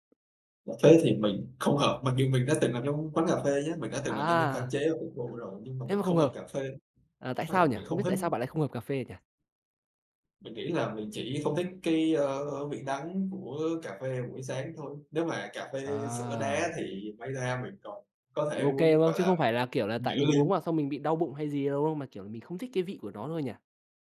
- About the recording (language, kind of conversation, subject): Vietnamese, podcast, Bạn có thể chia sẻ thói quen buổi sáng của mình không?
- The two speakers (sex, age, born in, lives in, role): male, 20-24, Vietnam, Vietnam, guest; male, 25-29, Vietnam, Vietnam, host
- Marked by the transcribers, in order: tapping; other background noise; unintelligible speech